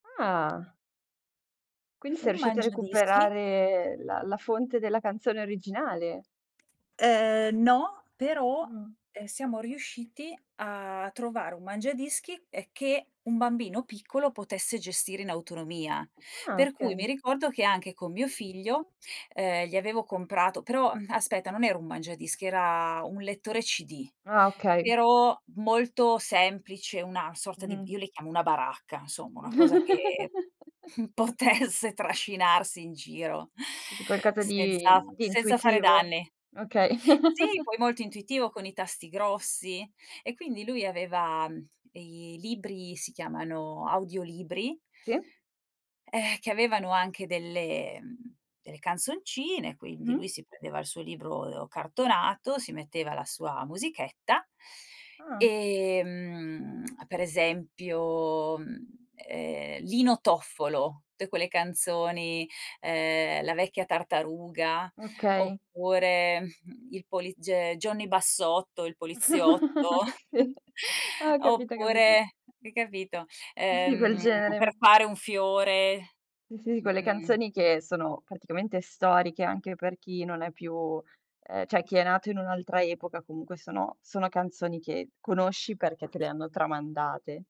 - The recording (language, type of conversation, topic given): Italian, podcast, Hai un ricordo legato a una canzone della tua infanzia che ti commuove ancora?
- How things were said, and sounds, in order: tapping; other background noise; giggle; "insomma" said as "nsomma"; snort; laughing while speaking: "potesse trascinarsi in giro"; giggle; tsk; "tutte" said as "tte"; snort; giggle; laughing while speaking: "Sì, ah"; chuckle; "cioè" said as "ceh"